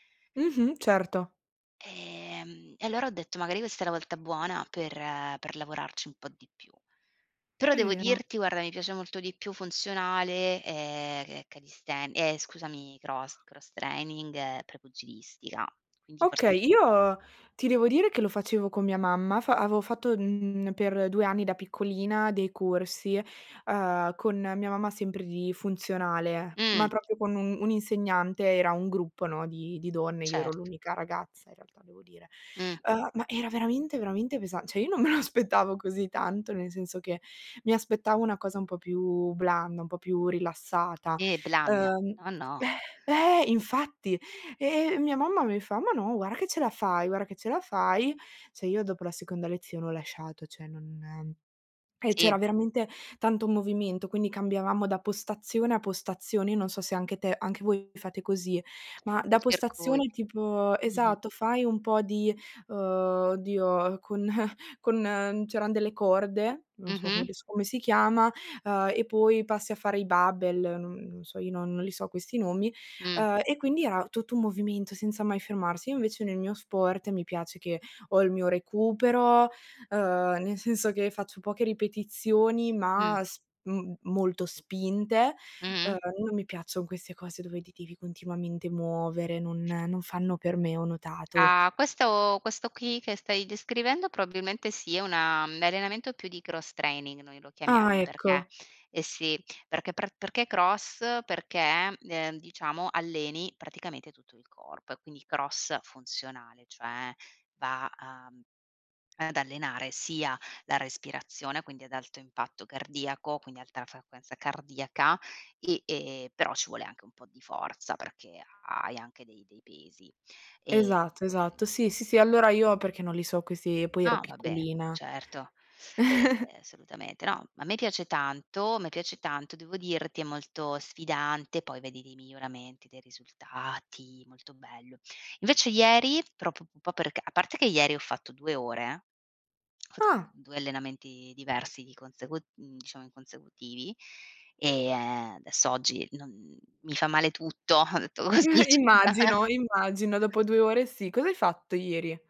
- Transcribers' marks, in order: in English: "cross cross training"; "proprio" said as "propio"; "cioè" said as "ceh"; laughing while speaking: "non me lo aspettavo"; chuckle; "Cioè" said as "ceh"; "cioè" said as "ceh"; laughing while speaking: "con"; "barbell" said as "babbel"; laughing while speaking: "senso"; in English: "Cross Training"; in English: "cross?"; in English: "cross"; unintelligible speech; chuckle; stressed: "risultati"; unintelligible speech; chuckle; laughing while speaking: "Così c"; chuckle
- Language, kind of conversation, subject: Italian, unstructured, Come posso restare motivato a fare esercizio ogni giorno?